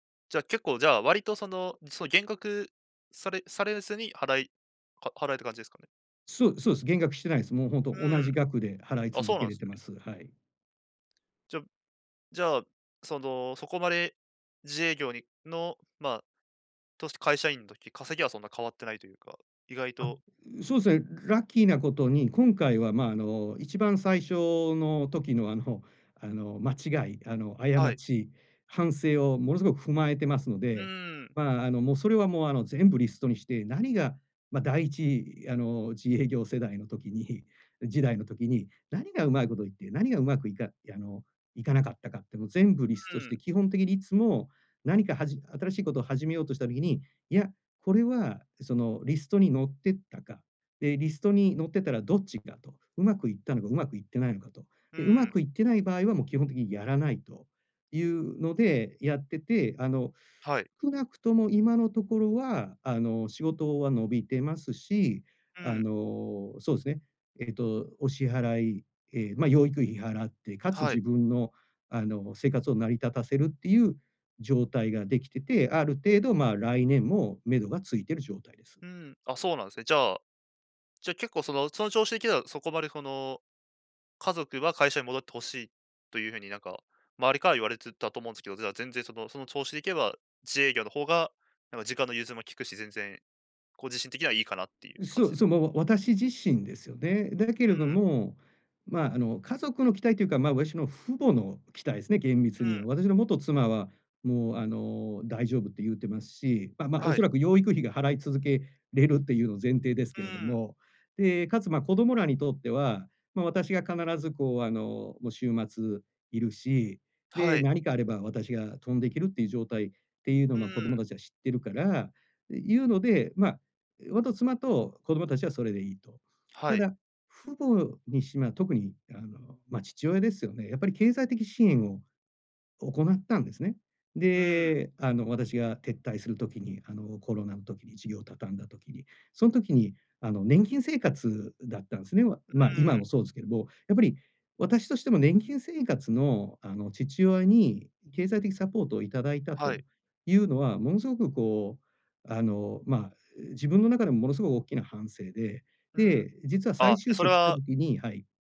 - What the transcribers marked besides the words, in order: tapping; other background noise
- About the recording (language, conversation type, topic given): Japanese, advice, 家族の期待と自分の目標の折り合いをどうつければいいですか？